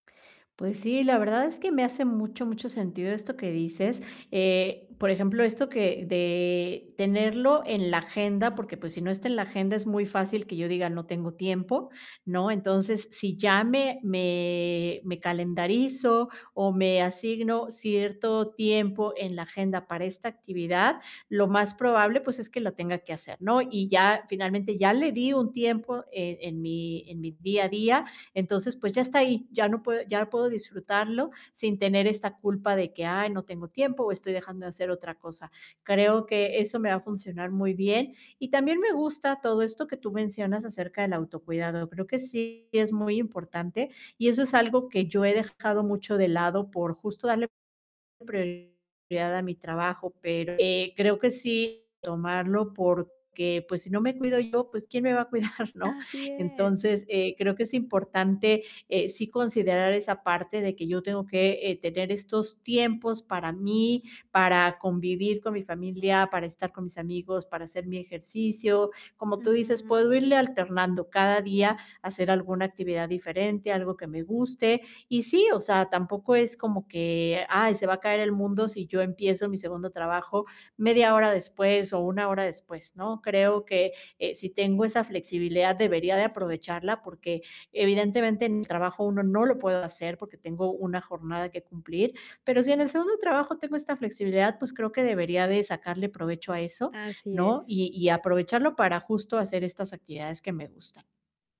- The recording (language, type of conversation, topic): Spanish, advice, ¿Cómo puedo encontrar tiempo para disfrutar mis pasatiempos?
- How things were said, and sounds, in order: tapping; laughing while speaking: "cuidar"